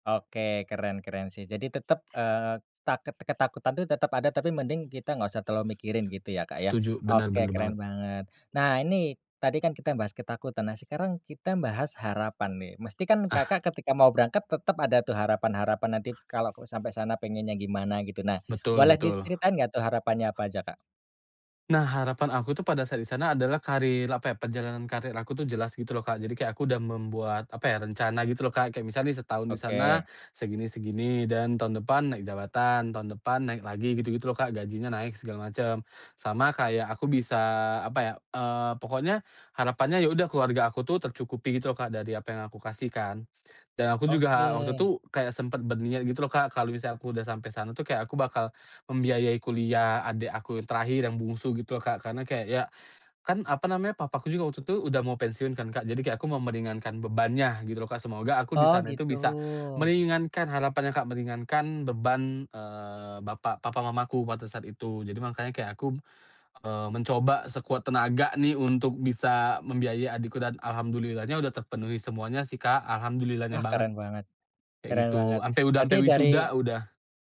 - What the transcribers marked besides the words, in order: other background noise; tapping
- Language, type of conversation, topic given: Indonesian, podcast, Bagaimana kamu menentukan kapan harus mengambil risiko?